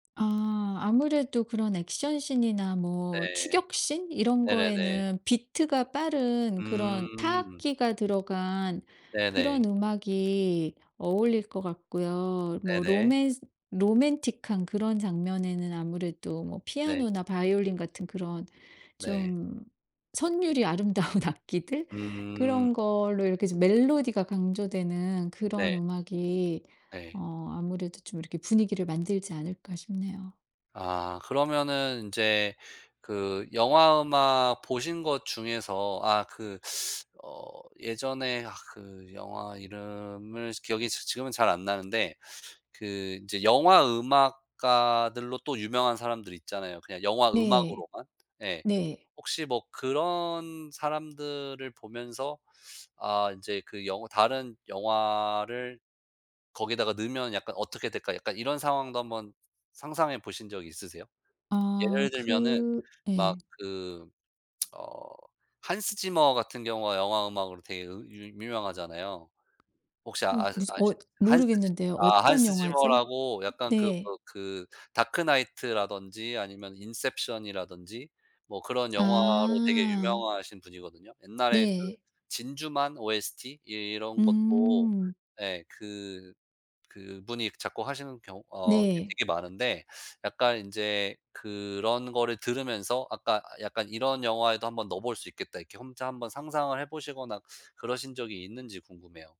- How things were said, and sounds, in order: laughing while speaking: "아름다운"; other background noise; lip smack
- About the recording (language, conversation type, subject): Korean, podcast, 영화 음악이 장면의 분위기와 감정 전달에 어떤 영향을 준다고 생각하시나요?